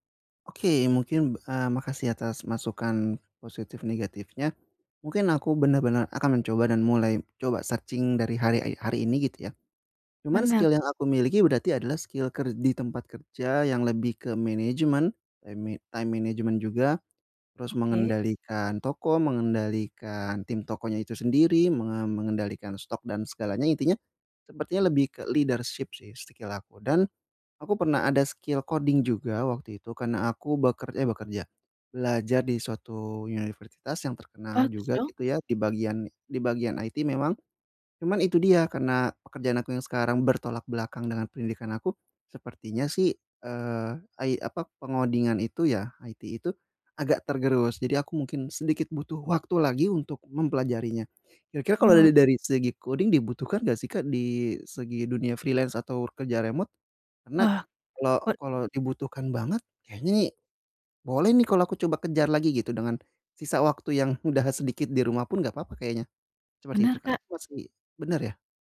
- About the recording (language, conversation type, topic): Indonesian, advice, Bagaimana cara memulai transisi karier ke pekerjaan yang lebih bermakna meski saya takut memulainya?
- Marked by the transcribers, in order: in English: "searching"; in English: "skill"; other background noise; in English: "skill"; in English: "time management"; in English: "leadership"; in English: "skill"; in English: "skill coding"; in English: "coding"; in English: "freelance"